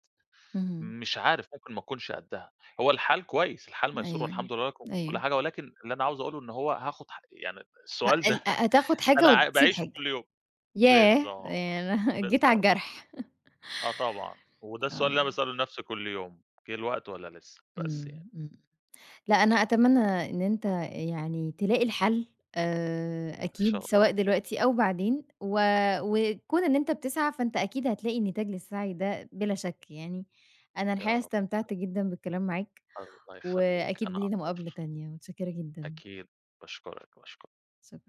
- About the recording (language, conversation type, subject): Arabic, podcast, إزاي بتقرر بين راحة دلوقتي ومصلحة المستقبل؟
- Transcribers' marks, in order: other background noise; unintelligible speech; laughing while speaking: "ده"; unintelligible speech; laughing while speaking: "جيت على الجرح"; chuckle